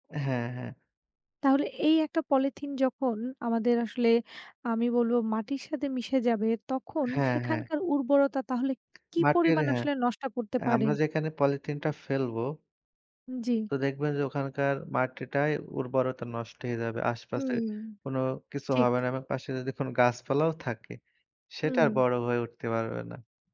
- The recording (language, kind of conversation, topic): Bengali, unstructured, পরিবেশ রক্ষা না করলে আগামী প্রজন্মের ভবিষ্যৎ কী হবে?
- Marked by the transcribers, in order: tapping; "নষ্ট" said as "নষ্টা"; other background noise; "আশেপাশে" said as "আশেপাছে"